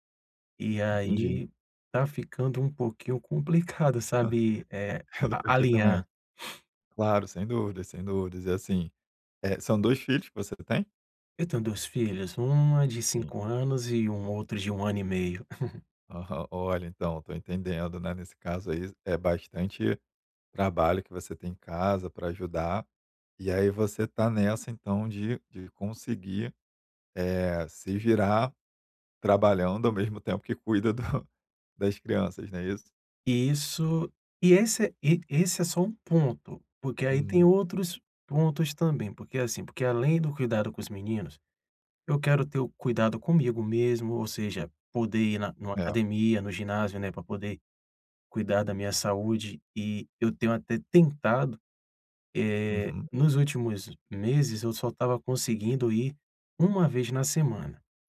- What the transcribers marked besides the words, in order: chuckle; sniff; chuckle; chuckle
- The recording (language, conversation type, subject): Portuguese, advice, Como posso estabelecer limites entre o trabalho e a vida pessoal?